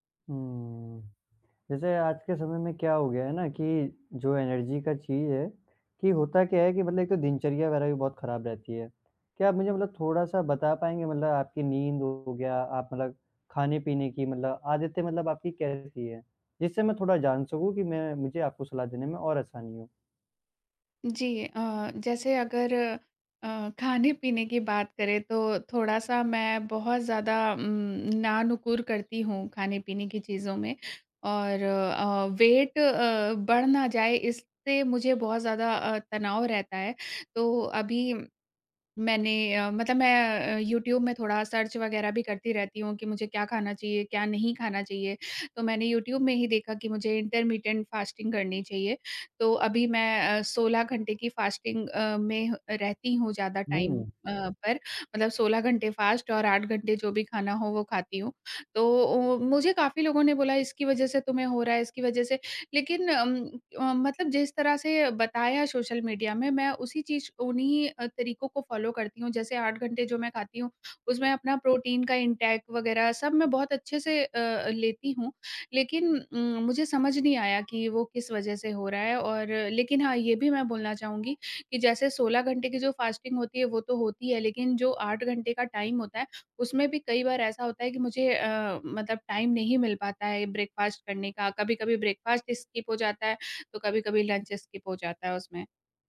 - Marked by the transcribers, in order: in English: "एनर्जी"; tapping; bird; in English: "वेट"; in English: "सर्च"; in English: "इंटरमिटेंट फास्टिंग"; in English: "फास्टिंग"; in English: "टाइम"; in English: "फास्ट"; in English: "फॉलो"; in English: "इंटेक"; other street noise; other background noise; in English: "फास्टिंग"; in English: "टाइम"; in English: "टाइम"; in English: "ब्रेकफास्ट"; in English: "ब्रेकफास्ट स्किप"; in English: "लंच स्किप"
- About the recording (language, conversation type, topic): Hindi, advice, दिनभर मेरी ऊर्जा में उतार-चढ़ाव होता रहता है, मैं इसे कैसे नियंत्रित करूँ?